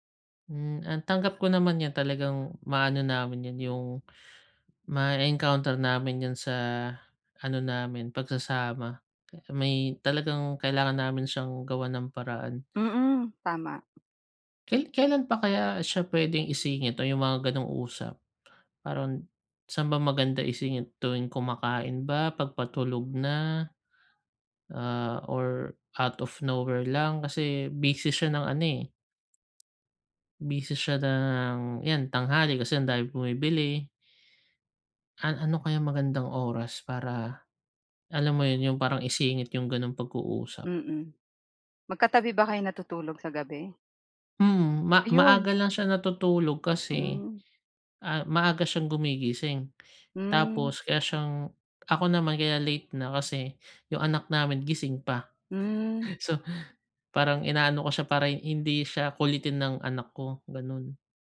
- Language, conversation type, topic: Filipino, advice, Paano ko tatanggapin ang konstruktibong puna nang hindi nasasaktan at matuto mula rito?
- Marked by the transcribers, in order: laughing while speaking: "So"